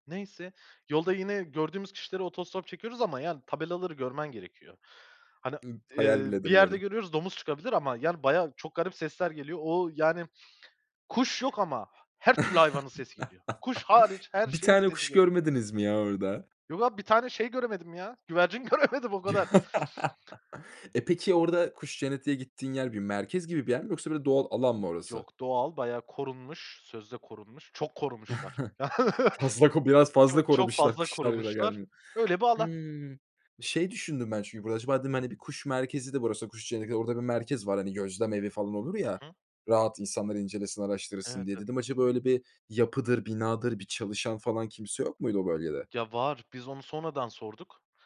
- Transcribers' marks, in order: chuckle; laughing while speaking: "göremedim"; laugh; other background noise; chuckle
- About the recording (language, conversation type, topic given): Turkish, podcast, Unutamadığın bir doğa maceranı anlatır mısın?